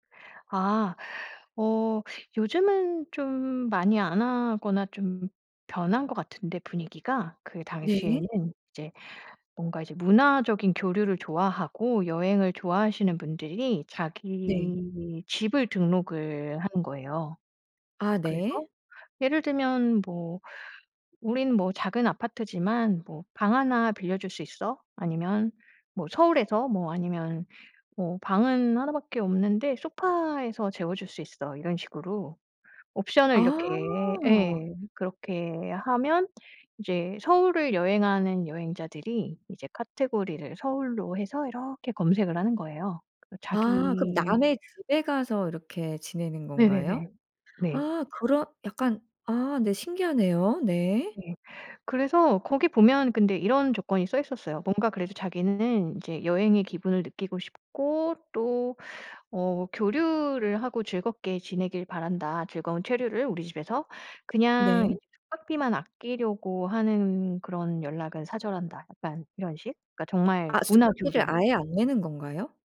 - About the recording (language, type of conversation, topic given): Korean, podcast, 여행 중에 겪은 작은 친절의 순간을 들려주실 수 있나요?
- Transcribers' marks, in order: tapping; other background noise